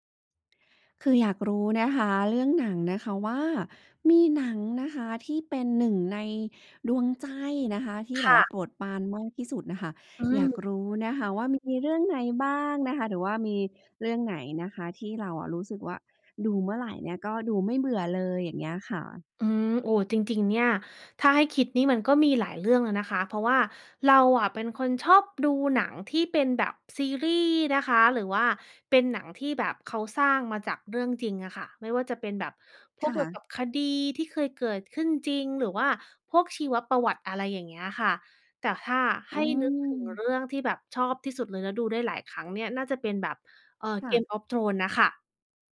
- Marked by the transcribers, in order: other background noise
- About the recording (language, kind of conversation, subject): Thai, podcast, อะไรที่ทำให้หนังเรื่องหนึ่งโดนใจคุณได้ขนาดนั้น?